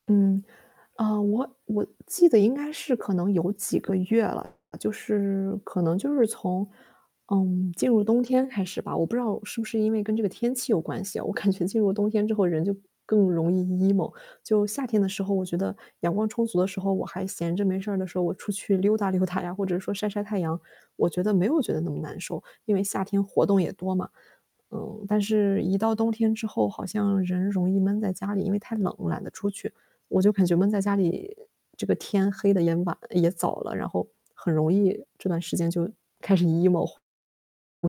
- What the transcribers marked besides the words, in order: static; distorted speech; other background noise; laughing while speaking: "感觉"; in English: "emo"; laughing while speaking: "溜达"; in English: "emo"
- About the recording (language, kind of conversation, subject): Chinese, advice, 你对未来不确定感的持续焦虑是从什么时候开始的？